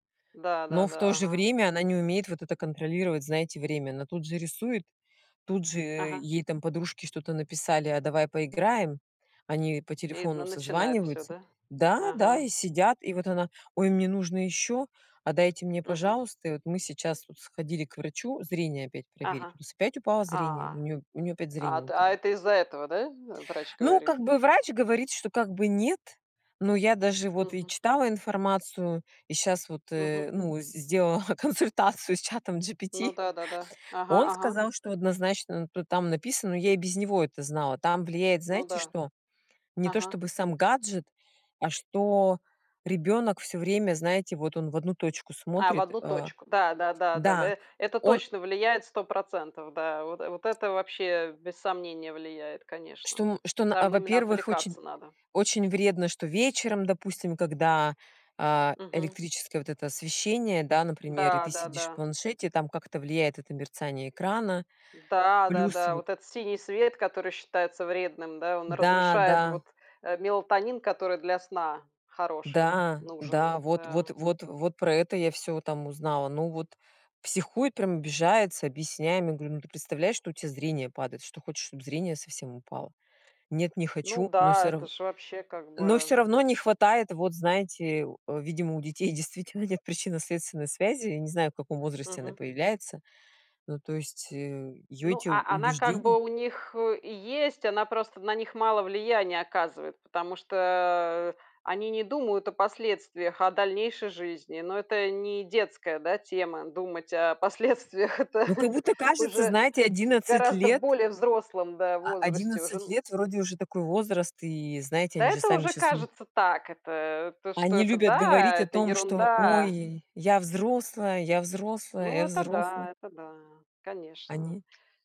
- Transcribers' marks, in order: laughing while speaking: "сделала консультацию с чатом GPT"; tapping; laughing while speaking: "о последствиях"
- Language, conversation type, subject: Russian, unstructured, Как вы считаете, стоит ли ограничивать время, которое дети проводят за гаджетами?
- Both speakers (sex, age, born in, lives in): female, 40-44, Russia, United States; female, 45-49, Belarus, Spain